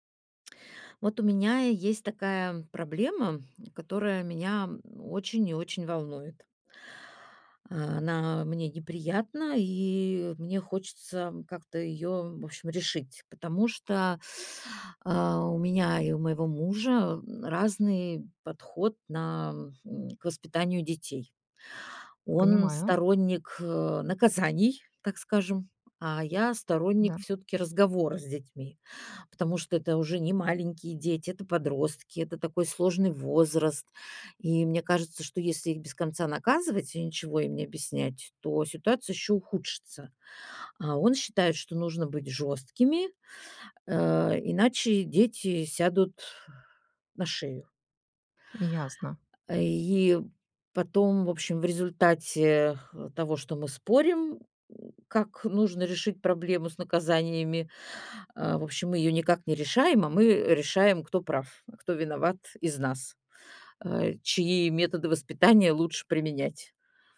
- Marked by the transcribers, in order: other background noise
- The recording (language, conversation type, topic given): Russian, advice, Как нам с партнёром договориться о воспитании детей, если у нас разные взгляды?